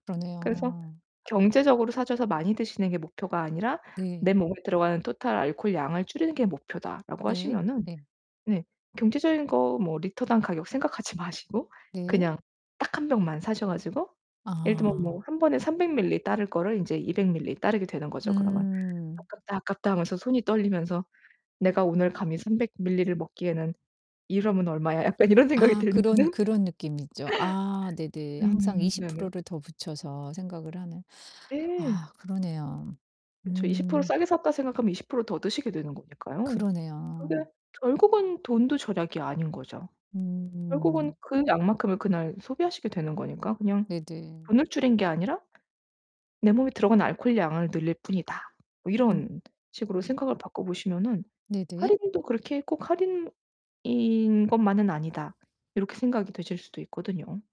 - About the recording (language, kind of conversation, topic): Korean, advice, 유혹을 이겨내고 자기 통제력을 키우려면 어떻게 해야 하나요?
- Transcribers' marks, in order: distorted speech; in English: "total"; tapping; laughing while speaking: "마시고"; other background noise; laughing while speaking: "이런 생각이 들면은"